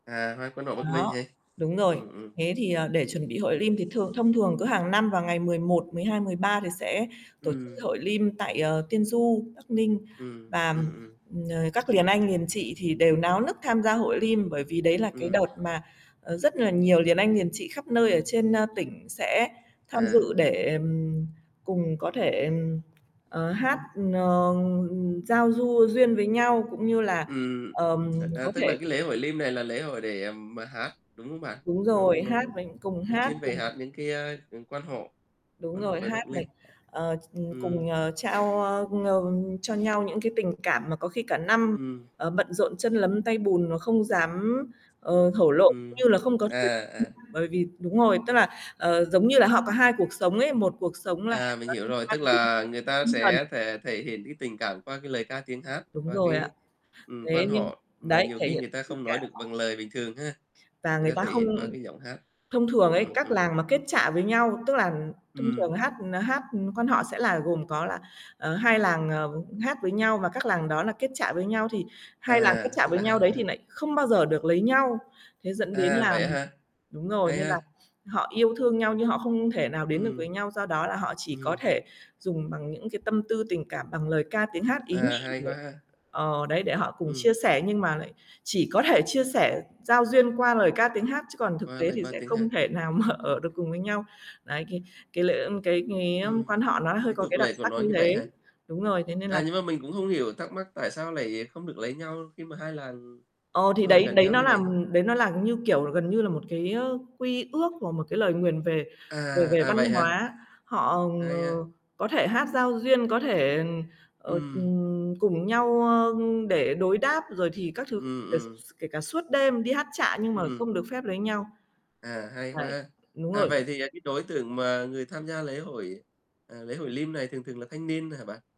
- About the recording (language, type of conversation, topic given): Vietnamese, unstructured, Bạn có thích tham gia các lễ hội địa phương không, và vì sao?
- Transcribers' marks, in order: other background noise; tapping; unintelligible speech; distorted speech; laughing while speaking: "mà"